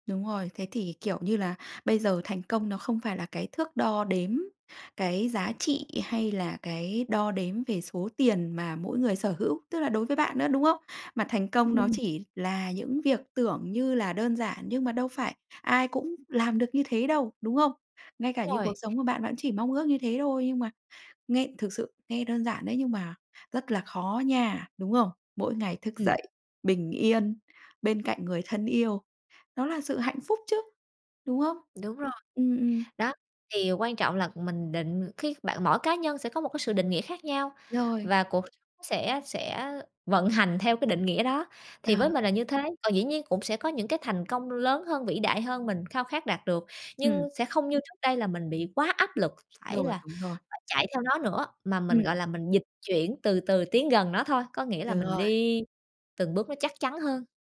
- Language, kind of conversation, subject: Vietnamese, podcast, Bạn định nghĩa thành công cho bản thân như thế nào?
- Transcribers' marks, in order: tapping; laughing while speaking: "Ừm"; unintelligible speech; other background noise